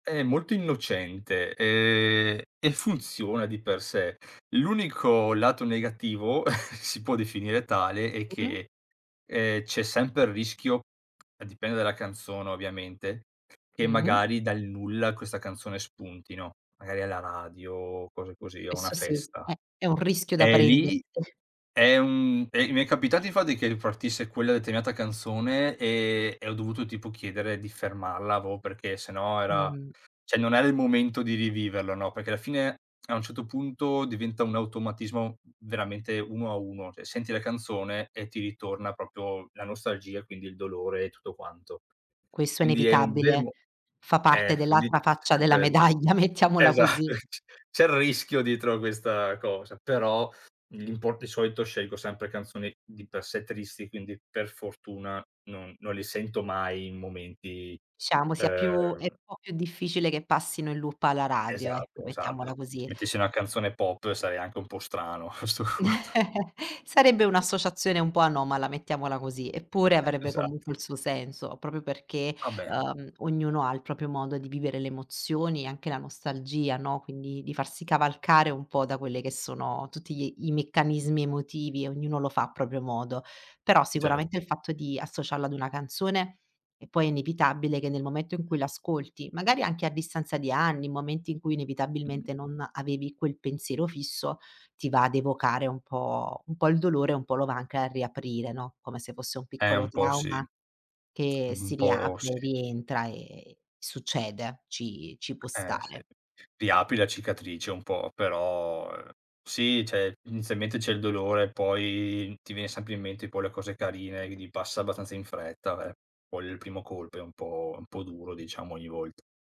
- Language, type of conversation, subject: Italian, podcast, Cosa rende la nostalgia così potente nelle storie?
- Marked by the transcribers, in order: chuckle; tapping; "infatti" said as "infati"; "determinata" said as "deteminata"; "avevo" said as "aveo"; "cioè" said as "ceh"; "cioè" said as "ceh"; "proprio" said as "propio"; exhale; laughing while speaking: "medaglia, mettiamola così"; laughing while speaking: "esatto"; "Diciamo" said as "disciamo"; in English: "loop"; laughing while speaking: "a 'sto punto"; chuckle; other background noise; "proprio" said as "propio"; "proprio" said as "propio"; "proprio" said as "propio"; alarm; "cioè" said as "ceh"